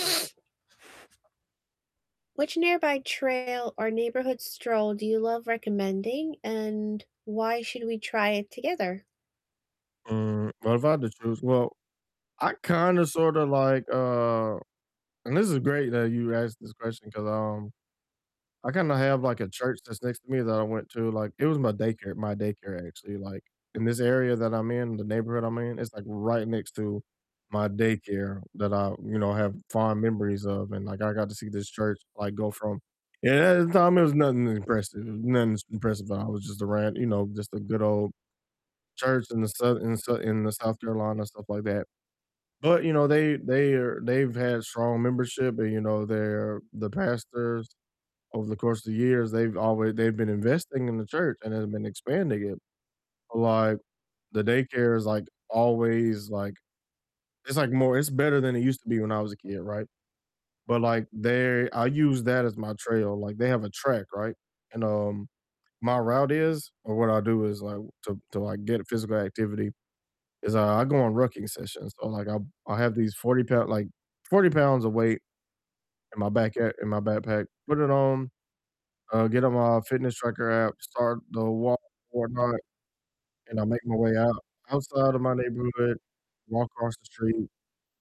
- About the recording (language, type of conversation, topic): English, unstructured, Which nearby trail or neighborhood walk do you love recommending, and why should we try it together?
- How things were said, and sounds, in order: other background noise; distorted speech; static; tapping